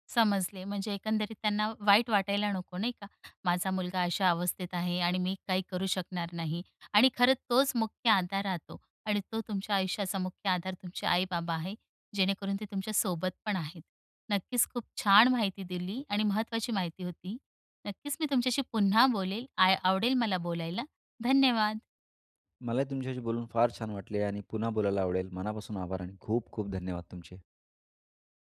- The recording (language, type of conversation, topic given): Marathi, podcast, तुमच्या आयुष्यातला मुख्य आधार कोण आहे?
- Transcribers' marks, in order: none